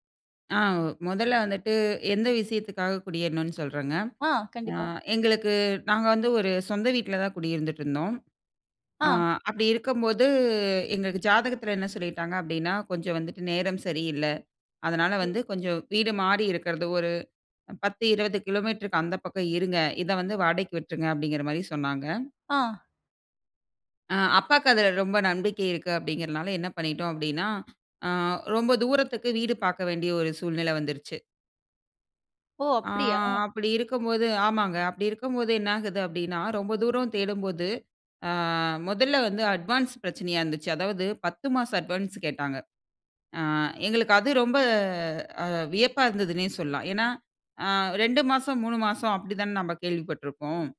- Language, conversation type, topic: Tamil, podcast, குடியேறும் போது நீங்கள் முதன்மையாக சந்திக்கும் சவால்கள் என்ன?
- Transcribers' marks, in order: other background noise; drawn out: "ஆ"; in English: "அட்வான்ஸ்"